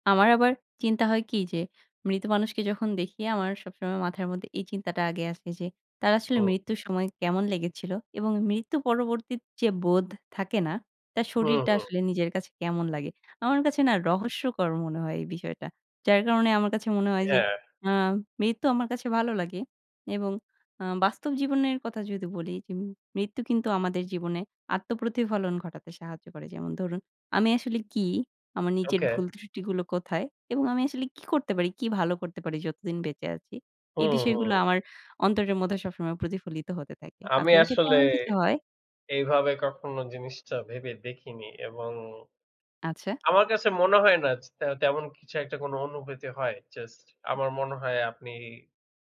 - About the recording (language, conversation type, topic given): Bengali, unstructured, আপনার জীবনে মৃত্যুর প্রভাব কীভাবে পড়েছে?
- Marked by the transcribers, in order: other background noise